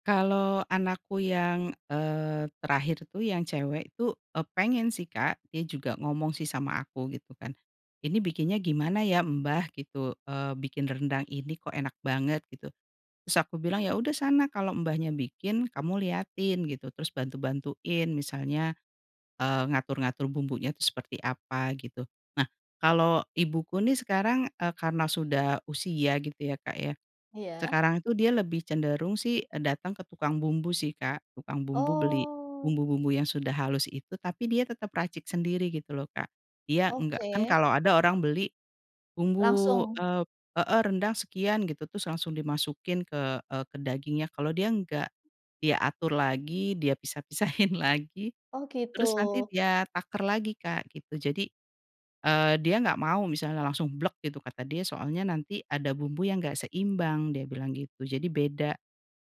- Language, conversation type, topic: Indonesian, podcast, Bagaimana makanan tradisional di keluarga kamu bisa menjadi bagian dari identitasmu?
- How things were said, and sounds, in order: other background noise; laughing while speaking: "pisah-pisahin"; other noise